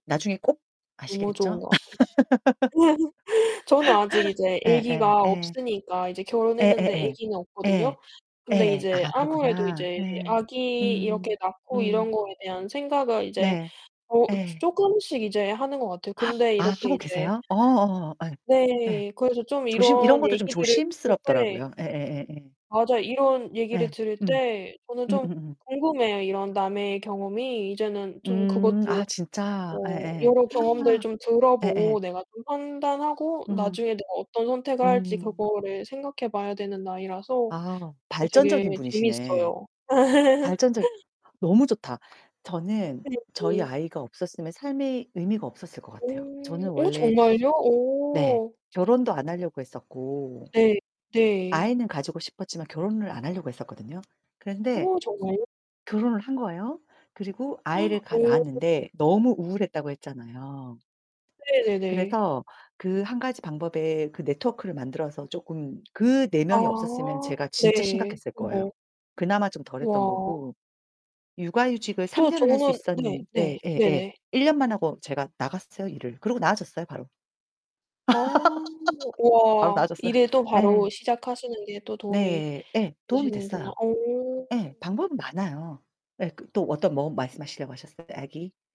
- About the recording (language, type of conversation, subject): Korean, unstructured, 우울할 때 주로 어떤 생각이 드나요?
- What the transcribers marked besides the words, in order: distorted speech; laugh; gasp; other background noise; laugh; unintelligible speech; tapping; laugh